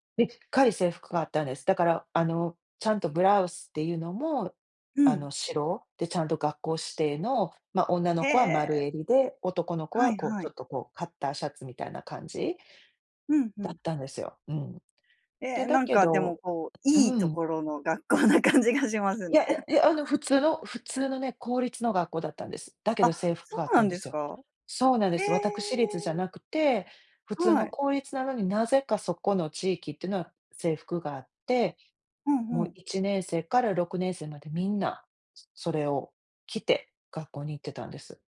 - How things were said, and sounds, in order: laughing while speaking: "な感じがしますね"; laugh
- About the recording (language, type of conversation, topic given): Japanese, podcast, 服で反抗した時期とかあった？